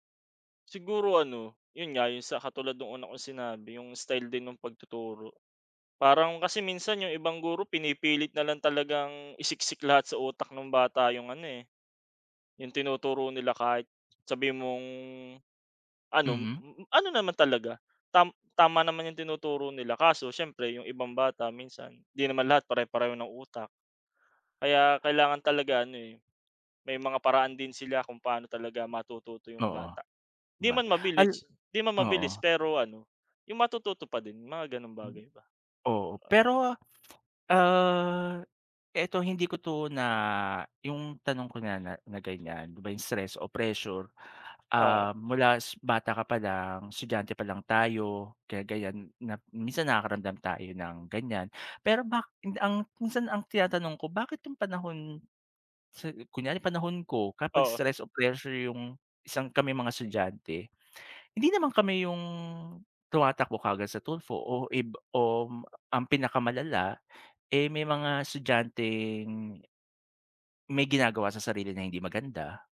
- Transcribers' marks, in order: tapping
- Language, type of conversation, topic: Filipino, unstructured, Bakit kaya maraming kabataan ang nawawalan ng interes sa pag-aaral?